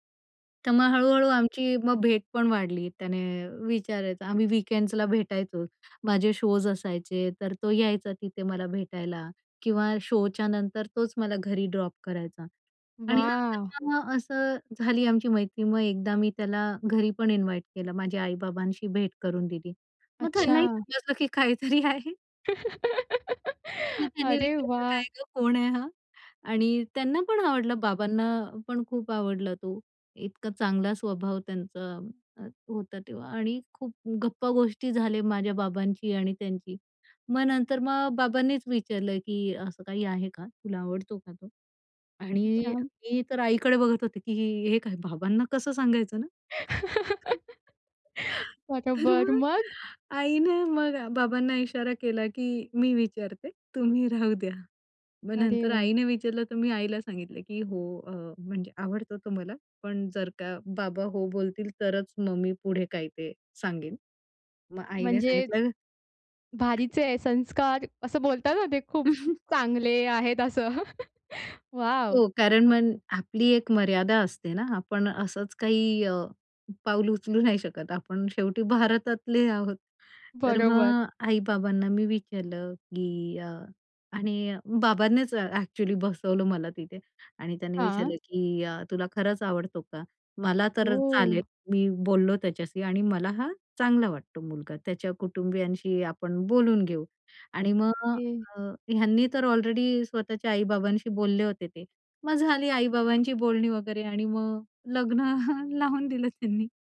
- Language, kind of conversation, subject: Marathi, podcast, एखाद्या छोट्या संयोगामुळे प्रेम किंवा नातं सुरू झालं का?
- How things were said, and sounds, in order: tapping; in English: "वीकेंड्स"; in English: "शोज"; in English: "शो"; in English: "ड्रॉप"; in English: "इन्वाईट"; laugh; laughing while speaking: "काहीतरी आहे"; unintelligible speech; laugh; laughing while speaking: "बरोबर, मग?"; other noise; laughing while speaking: "तर मग, आईने मग"; chuckle; laugh; laughing while speaking: "भारतातले आहोत"; laughing while speaking: "लग्न लावून दिलं त्यांनी"